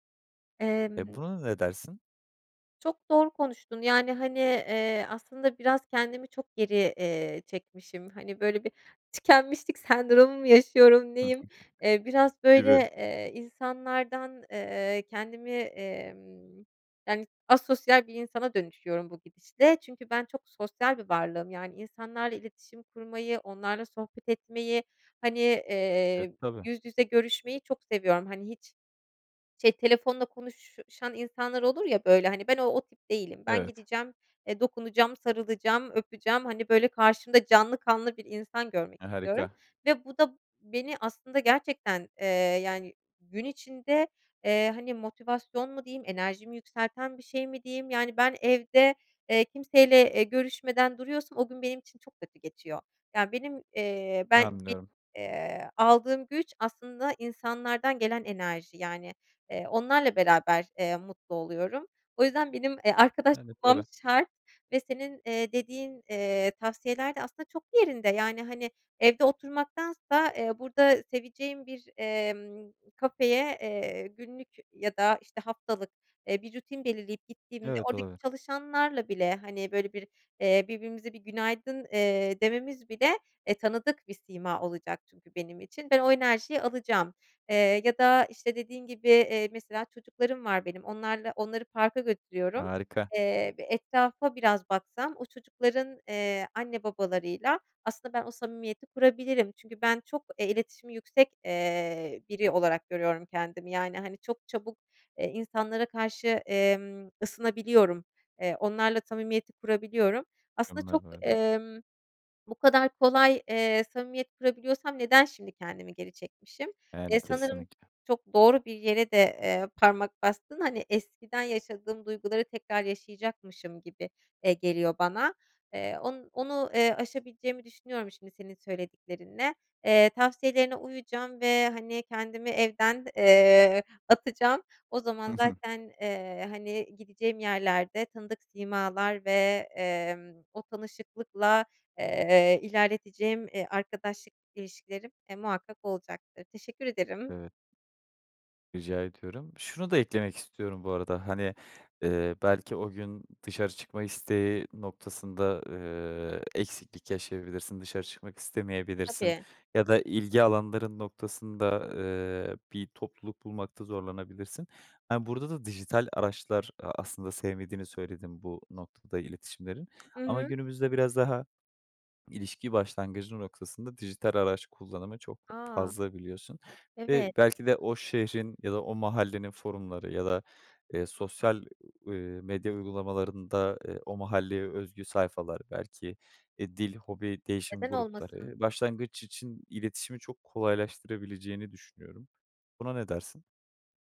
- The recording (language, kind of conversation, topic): Turkish, advice, Yeni bir şehirde kendinizi yalnız ve arkadaşsız hissettiğiniz oluyor mu?
- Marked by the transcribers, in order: other background noise; unintelligible speech; chuckle